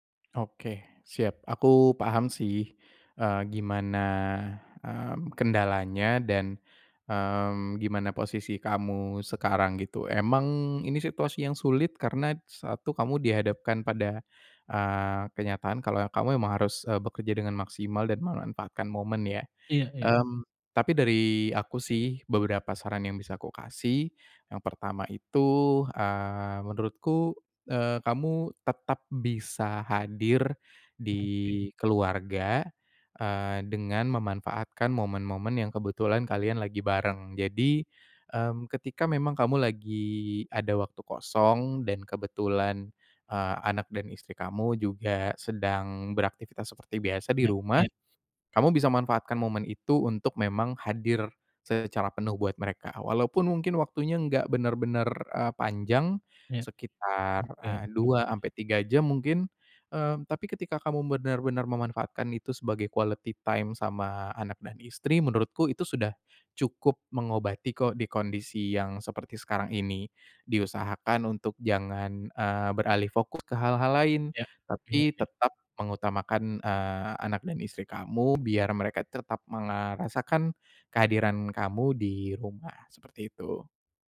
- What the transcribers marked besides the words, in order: other background noise; unintelligible speech; in English: "quality time"
- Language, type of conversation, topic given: Indonesian, advice, Bagaimana cara memprioritaskan waktu keluarga dibanding tuntutan pekerjaan?